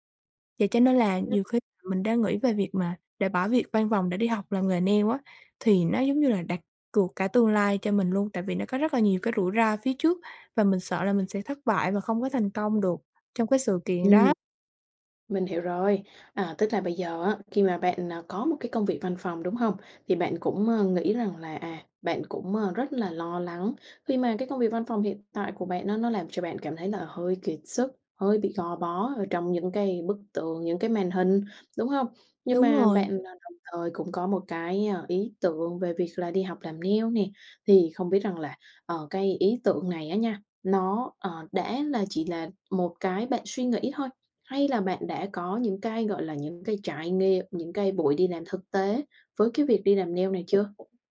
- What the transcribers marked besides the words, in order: unintelligible speech; in English: "nail"; tapping; sniff; in English: "nail"; in English: "nail"; other background noise
- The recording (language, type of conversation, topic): Vietnamese, advice, Bạn nên làm gì khi lo lắng về thất bại và rủi ro lúc bắt đầu khởi nghiệp?